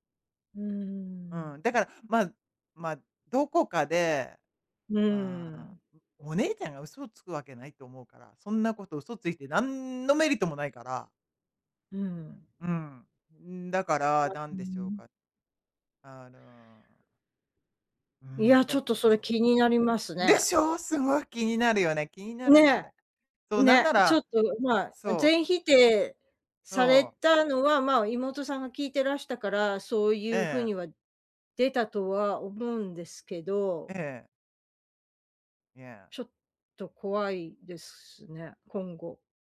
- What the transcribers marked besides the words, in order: other noise; stressed: "何の"; unintelligible speech; anticipating: "でしょ？"
- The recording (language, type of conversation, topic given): Japanese, advice, 信頼が揺らぎ、相手の嘘や隠し事を疑っている状況について、詳しく教えていただけますか？